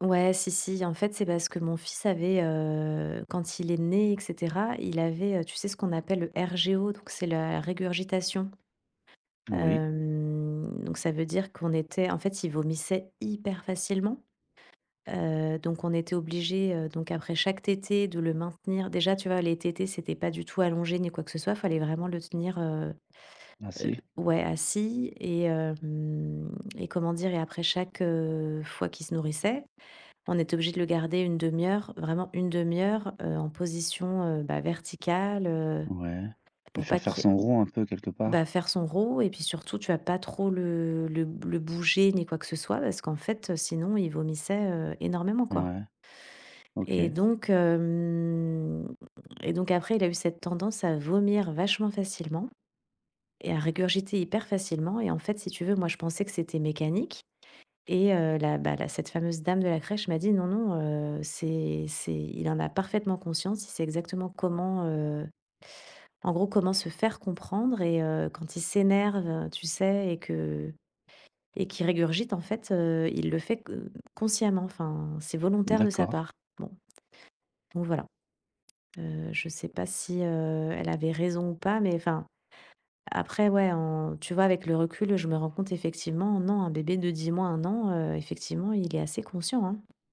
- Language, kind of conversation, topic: French, podcast, Comment se déroule le coucher des enfants chez vous ?
- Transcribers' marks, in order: stressed: "hyper"; drawn out: "hem"